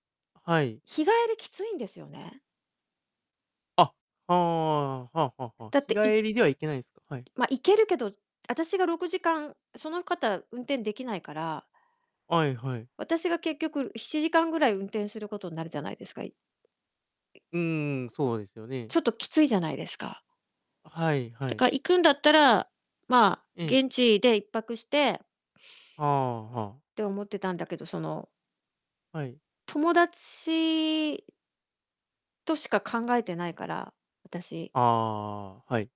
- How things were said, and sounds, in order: distorted speech
- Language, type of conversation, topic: Japanese, advice, 元パートナーと友達として付き合っていけるか、どうすればいいですか？